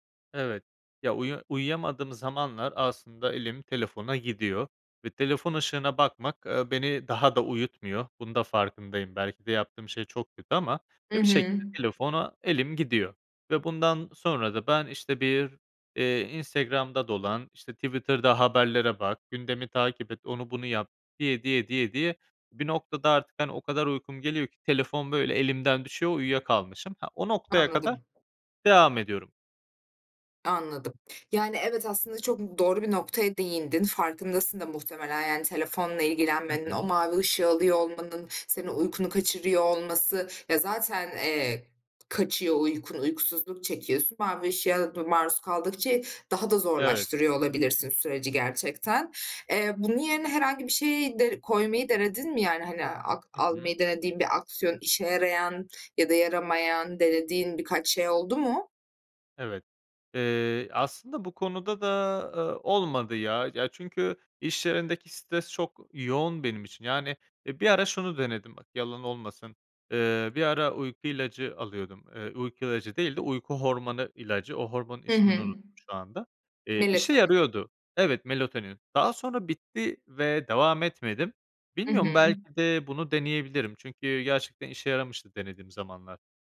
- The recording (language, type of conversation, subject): Turkish, advice, İş stresi uykumu etkiliyor ve konsantre olamıyorum; ne yapabilirim?
- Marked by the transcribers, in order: tapping; other background noise